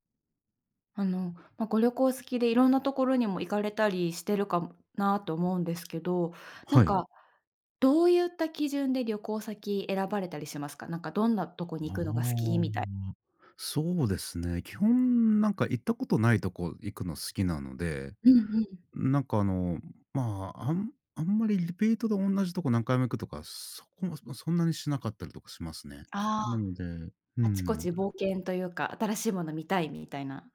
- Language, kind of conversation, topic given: Japanese, unstructured, 旅行するとき、どんな場所に行きたいですか？
- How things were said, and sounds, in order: other background noise